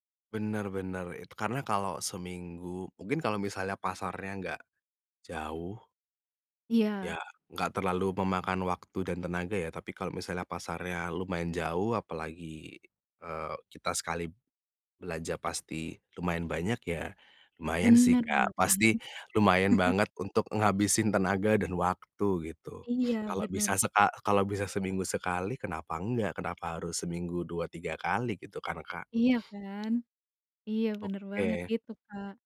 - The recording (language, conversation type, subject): Indonesian, podcast, Bagaimana pengalaman Anda mengurangi pemborosan makanan di dapur?
- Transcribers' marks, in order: "sekali" said as "sekalib"; other background noise; chuckle